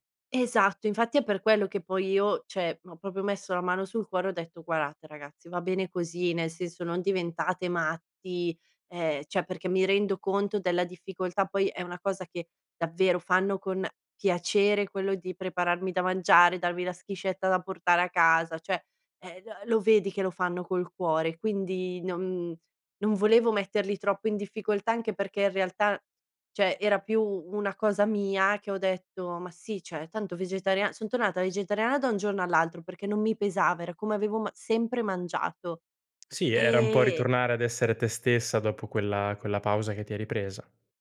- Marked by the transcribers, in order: "cioè" said as "ceh"; "proprio" said as "popio"; "Guardate" said as "guarate"; "cioè" said as "ceh"; "cioè" said as "ceh"; "cioè" said as "ceh"; "cioè" said as "ceh"; other background noise
- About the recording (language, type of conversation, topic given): Italian, podcast, Come posso far convivere gusti diversi a tavola senza litigare?